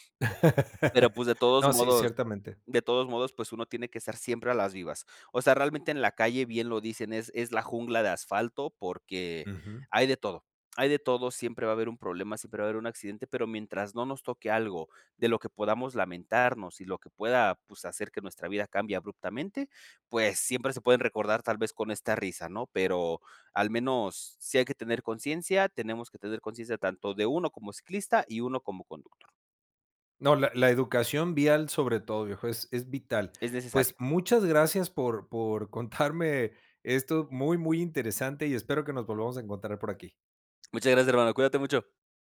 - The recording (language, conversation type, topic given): Spanish, podcast, ¿Qué accidente recuerdas, ya sea en bicicleta o en coche?
- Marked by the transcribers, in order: laugh; laughing while speaking: "contarme"